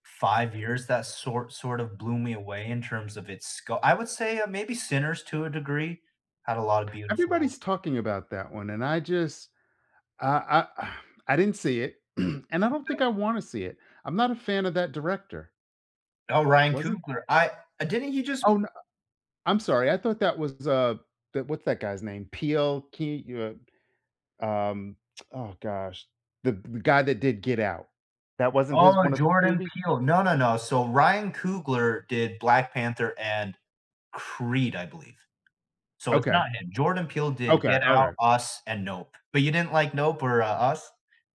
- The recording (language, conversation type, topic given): English, unstructured, What kind of movies do you enjoy watching the most?
- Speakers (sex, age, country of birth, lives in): male, 30-34, United States, United States; male, 55-59, United States, United States
- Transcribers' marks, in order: sigh; throat clearing; unintelligible speech; background speech; other background noise